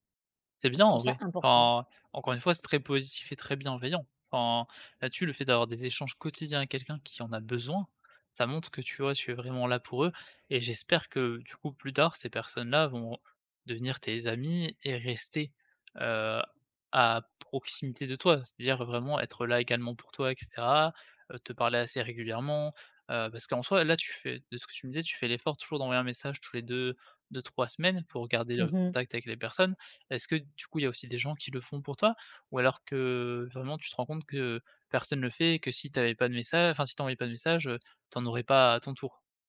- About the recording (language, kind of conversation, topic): French, podcast, Comment choisis-tu entre un texto, un appel ou un e-mail pour parler à quelqu’un ?
- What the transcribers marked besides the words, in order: none